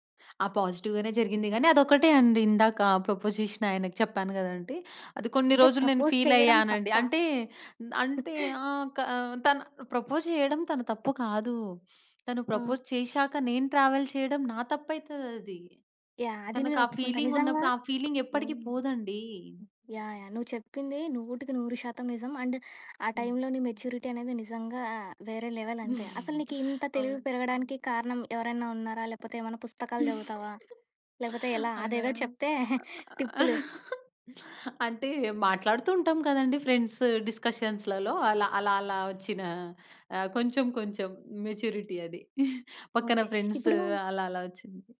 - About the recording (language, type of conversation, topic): Telugu, podcast, ఆన్‌లైన్‌లో ఏర్పడే స్నేహాలు నిజమైన బంధాలేనా?
- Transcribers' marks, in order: tapping; in English: "ప్రపోజ్"; in English: "ప్రపోజ్"; in English: "ఫీల్"; chuckle; in English: "ప్రపోజ్"; in English: "ప్రపోజ్"; in English: "ట్రావెల్"; in English: "ఫీలింగ్"; in English: "ఫీలింగ్"; in English: "అండ్"; in English: "మెచ్యూరిటీ"; in English: "లెవెల్"; chuckle; chuckle; other noise; chuckle; chuckle; in English: "ఫ్రెండ్స్"; in English: "మెచ్యూరిటీ"; chuckle; in English: "ఫ్రెండ్స్"